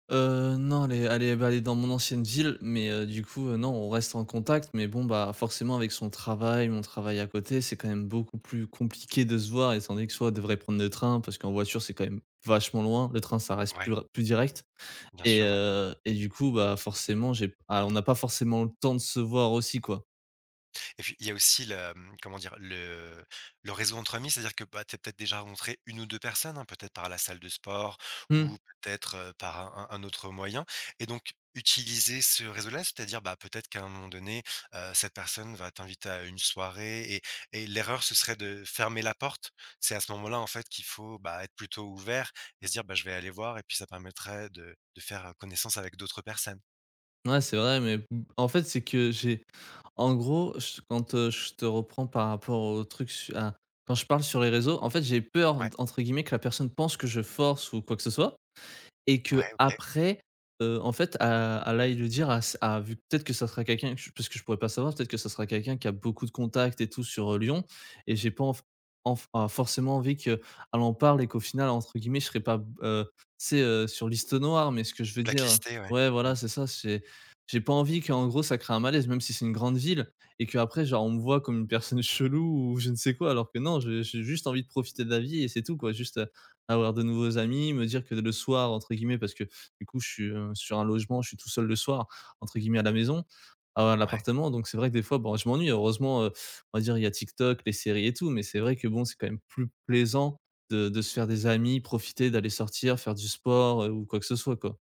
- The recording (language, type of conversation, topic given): French, advice, Pourquoi est-ce que j’ai du mal à me faire des amis dans une nouvelle ville ?
- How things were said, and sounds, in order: tapping